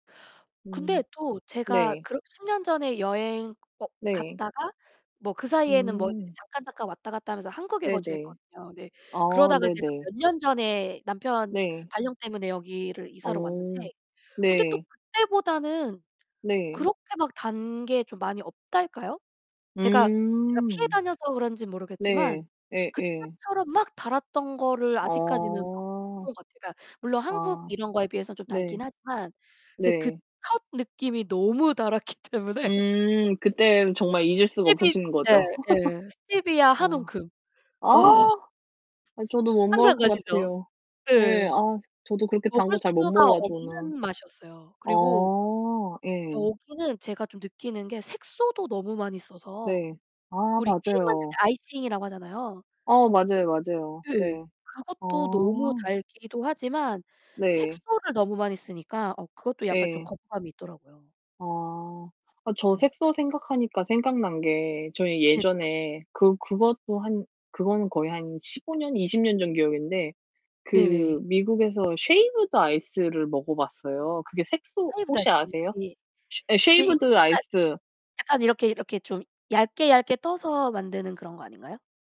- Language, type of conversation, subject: Korean, unstructured, 가장 기억에 남는 디저트 경험은 무엇인가요?
- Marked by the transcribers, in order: other background noise; distorted speech; tapping; laughing while speaking: "달았기 때문에"; laugh; unintelligible speech